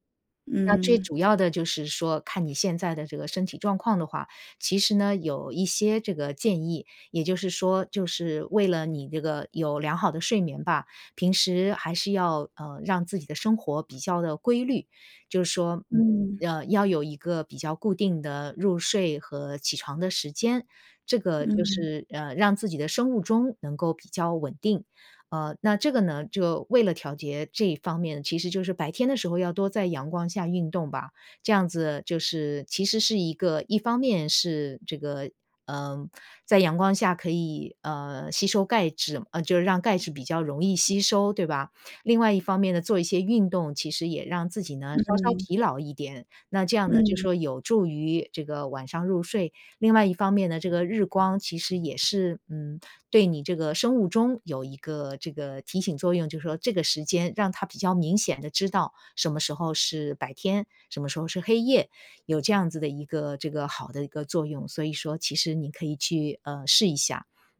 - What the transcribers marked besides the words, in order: other background noise
- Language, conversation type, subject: Chinese, advice, 你最近出现了哪些身体健康变化，让你觉得需要调整生活方式？